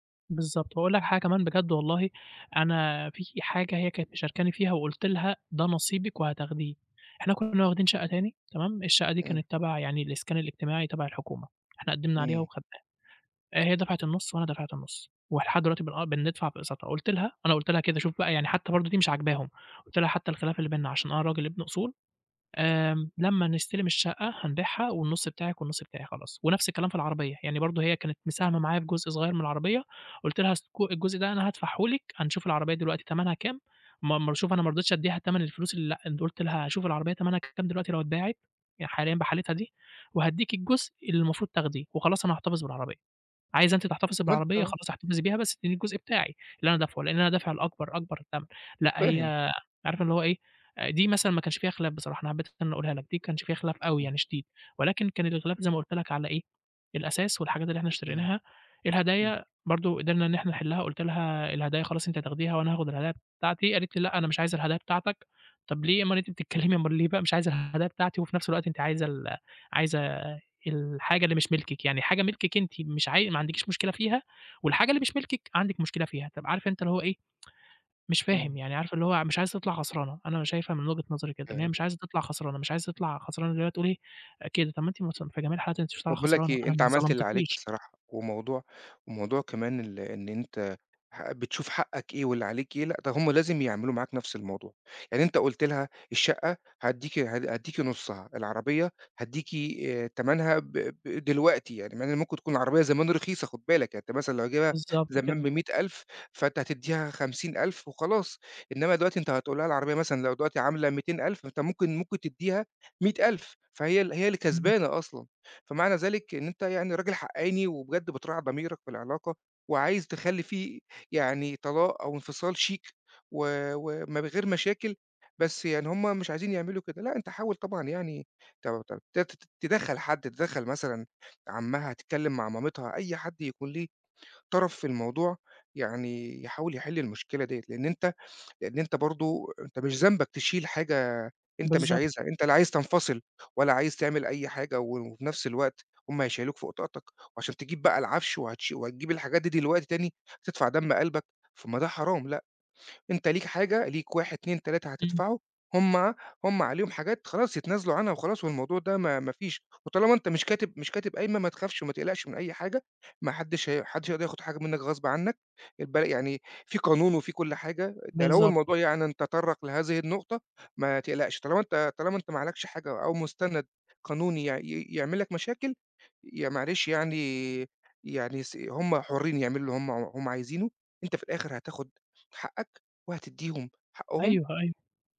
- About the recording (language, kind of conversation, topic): Arabic, advice, إزاي نحل الخلاف على تقسيم الحاجات والهدوم بعد الفراق؟
- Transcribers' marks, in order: other background noise; unintelligible speech; unintelligible speech